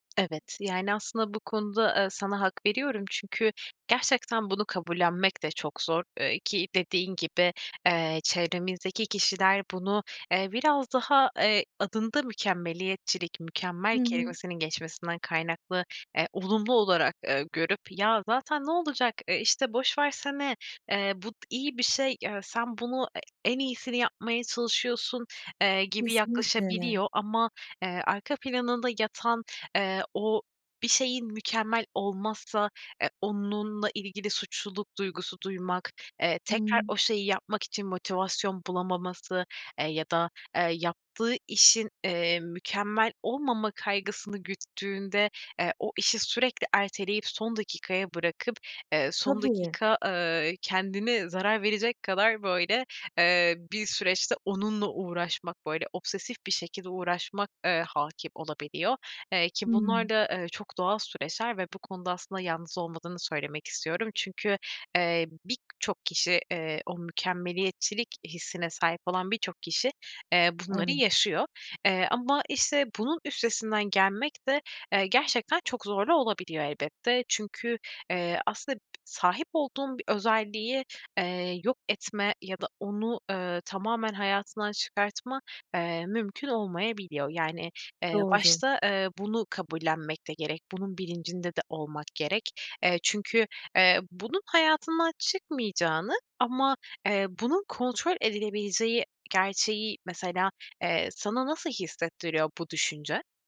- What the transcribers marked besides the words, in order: other background noise; unintelligible speech; tapping
- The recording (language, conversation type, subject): Turkish, advice, Mükemmeliyetçilik yüzünden ertelemeyi ve bununla birlikte gelen suçluluk duygusunu nasıl yaşıyorsunuz?